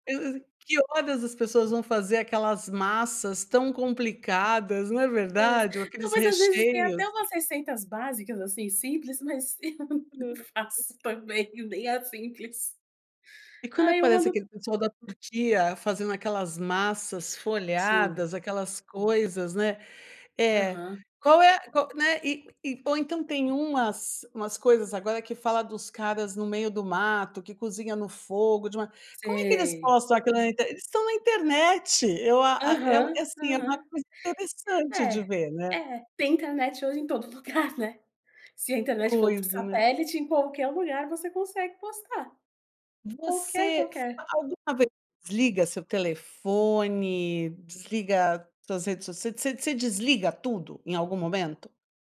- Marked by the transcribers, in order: laughing while speaking: "eu não faço também nem a simples"
- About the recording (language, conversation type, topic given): Portuguese, podcast, Como você equilibra a vida offline e o uso das redes sociais?
- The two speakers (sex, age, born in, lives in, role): female, 30-34, Brazil, Portugal, guest; female, 60-64, Brazil, United States, host